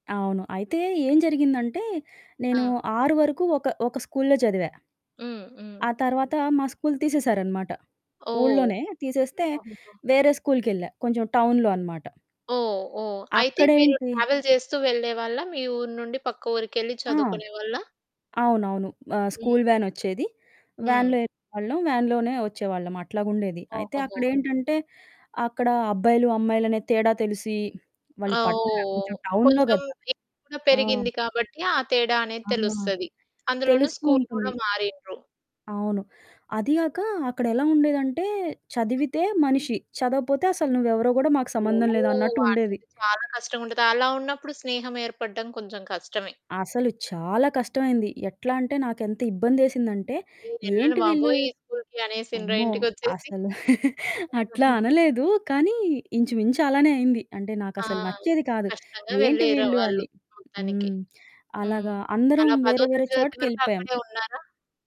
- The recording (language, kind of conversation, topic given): Telugu, podcast, స్నేహం మీ జీవితాన్ని ఎలా ప్రభావితం చేసింది?
- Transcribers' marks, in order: in English: "టౌన్‌లో"; in English: "ట్రావెల్"; other background noise; in English: "వ్యాన్‌లో"; distorted speech; in English: "వ్యాన్‌లోనే"; in English: "ఏజ్"; in English: "టౌన్‌లో"; chuckle